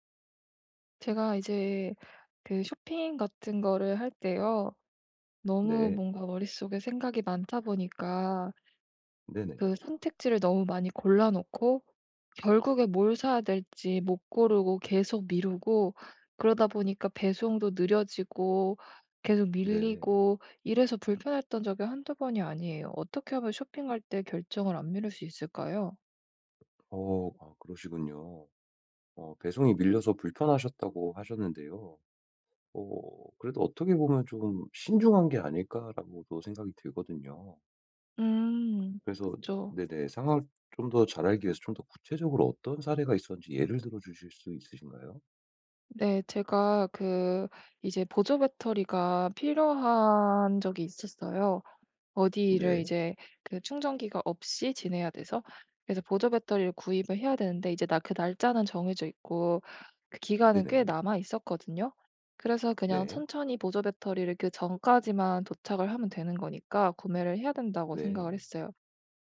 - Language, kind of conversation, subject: Korean, advice, 쇼핑할 때 결정을 미루지 않으려면 어떻게 해야 하나요?
- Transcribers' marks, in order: tapping